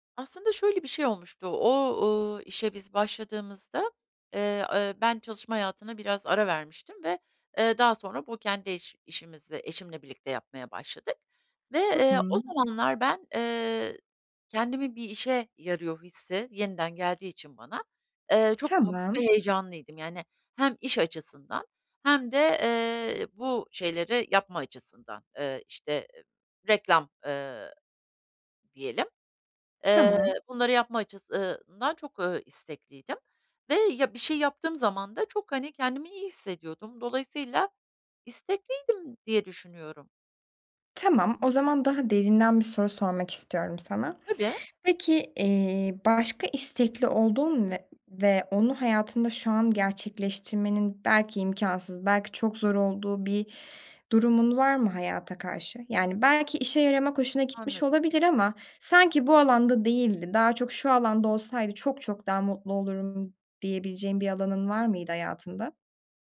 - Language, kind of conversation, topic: Turkish, advice, Bir projeye başlıyorum ama bitiremiyorum: bunu nasıl aşabilirim?
- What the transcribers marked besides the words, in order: none